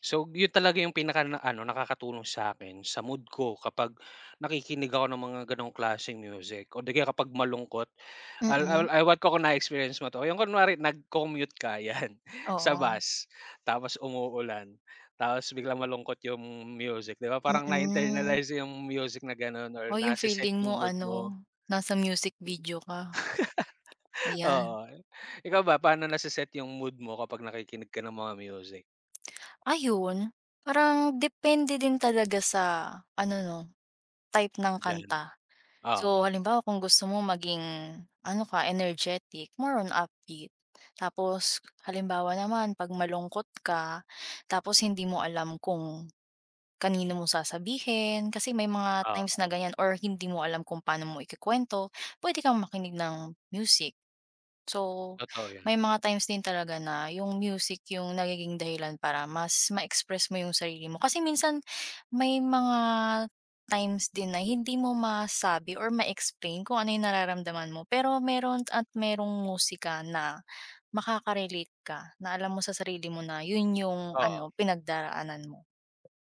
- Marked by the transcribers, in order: laugh; tapping; in English: "upbeat"; gasp
- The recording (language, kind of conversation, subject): Filipino, unstructured, Paano ka naaapektuhan ng musika sa araw-araw?